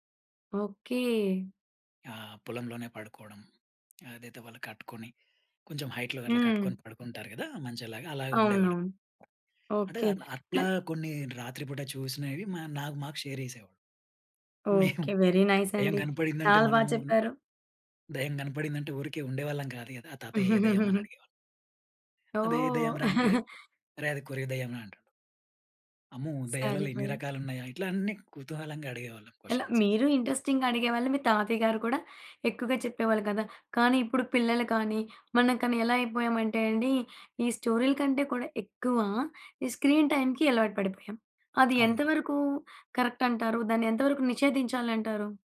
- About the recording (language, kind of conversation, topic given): Telugu, podcast, మీ కుటుంబంలో బెడ్‌టైమ్ కథలకు అప్పట్లో ఎంత ప్రాముఖ్యం ఉండేది?
- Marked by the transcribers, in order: tapping; in English: "హైట్‌లో"; other background noise; in English: "షేర్"; chuckle; giggle; giggle; in English: "క్వశ్చన్స్"; in English: "ఇంట్రెస్టింగ్‌గా"; in English: "స్క్రీన్ టైమ్‌కి"; in English: "కరక్ట్"